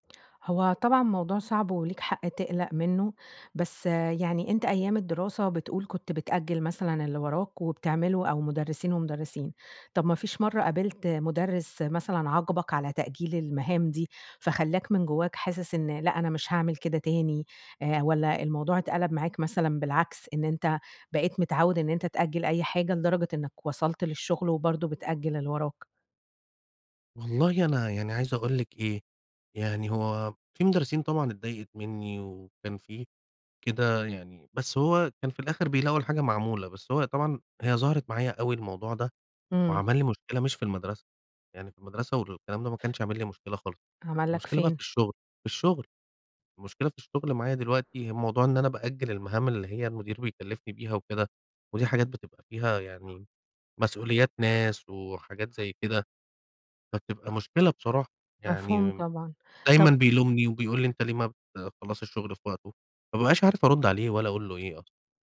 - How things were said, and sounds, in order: none
- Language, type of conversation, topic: Arabic, advice, بتأجّل المهام المهمة على طول رغم إني ناوي أخلصها، أعمل إيه؟